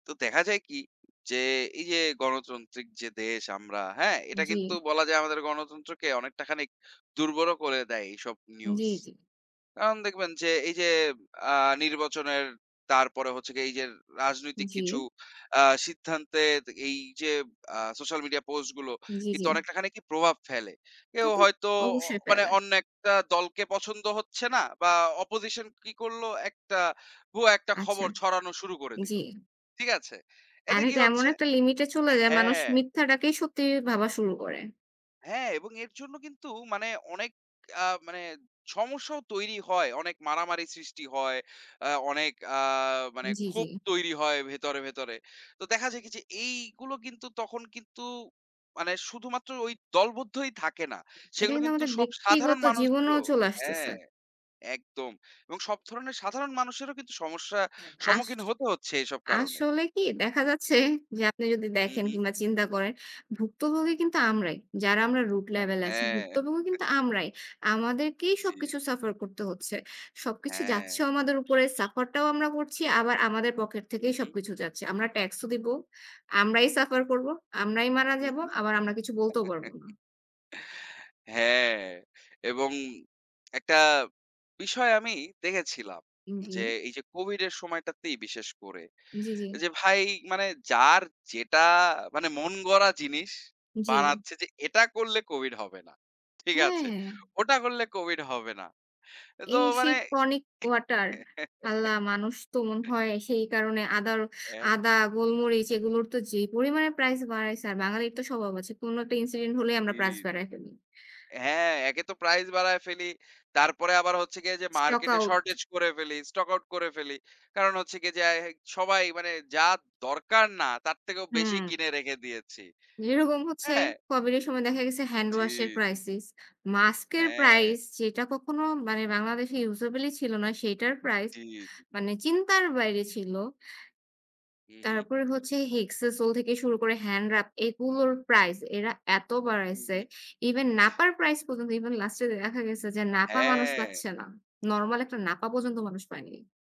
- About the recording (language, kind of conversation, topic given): Bengali, unstructured, আপনার মনে হয় ভুয়া খবর আমাদের সমাজকে কীভাবে ক্ষতি করছে?
- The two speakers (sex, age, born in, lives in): female, 25-29, Bangladesh, Bangladesh; male, 25-29, Bangladesh, Bangladesh
- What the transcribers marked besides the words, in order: "গণতান্ত্রিক" said as "গণতন্ত্রিক"; in English: "opposition"; other background noise; in English: "root level"; chuckle; in English: "suffer"; horn; in English: "suffer"; in English: "suffer"; chuckle; chuckle; in English: "incident"; "প্রাইস" said as "প্রাস"; in English: "stock out"; in English: "crisis"; in English: "usable"